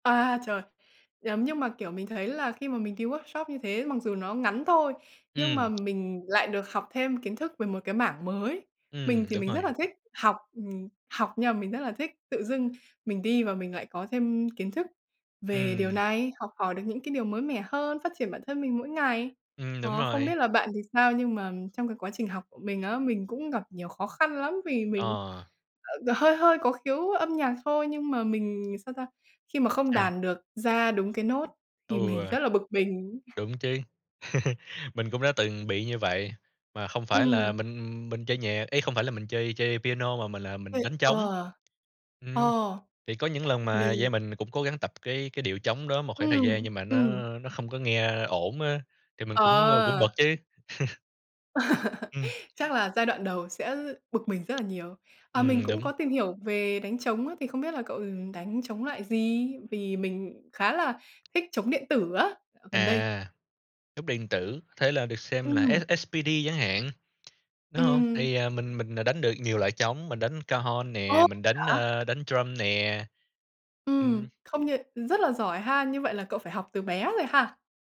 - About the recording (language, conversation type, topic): Vietnamese, unstructured, Bạn cảm thấy thế nào khi vừa hoàn thành một khóa học mới?
- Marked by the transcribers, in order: in English: "workshop"; tapping; laughing while speaking: "thì mình"; chuckle; other background noise; chuckle; laugh